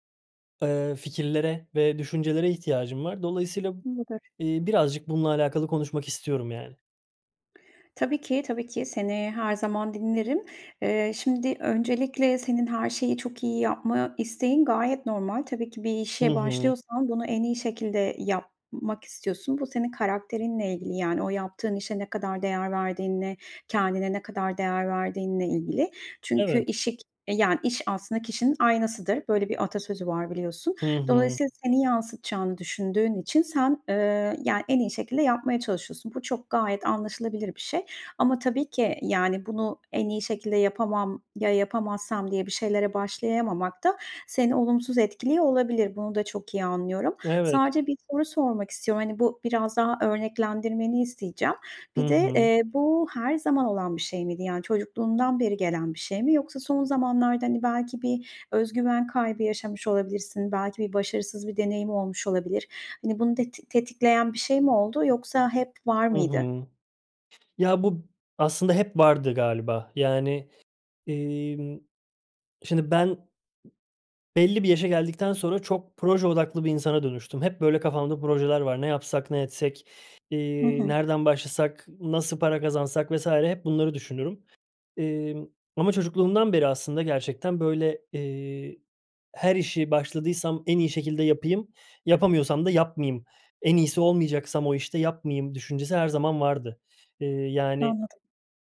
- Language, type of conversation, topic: Turkish, advice, Mükemmeliyetçilik yüzünden hiçbir şeye başlayamıyor ya da başladığım işleri bitiremiyor muyum?
- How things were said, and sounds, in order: unintelligible speech; tapping; other background noise; other noise